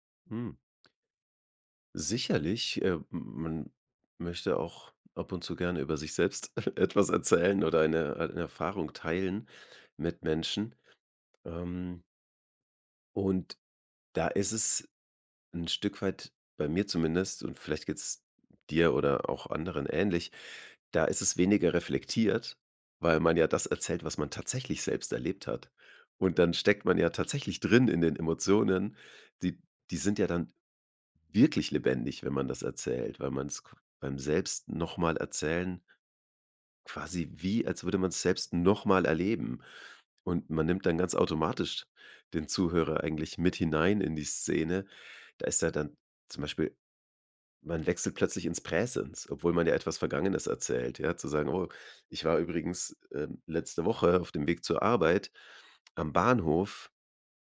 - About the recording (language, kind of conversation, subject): German, podcast, Wie baust du Nähe auf, wenn du eine Geschichte erzählst?
- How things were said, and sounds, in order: chuckle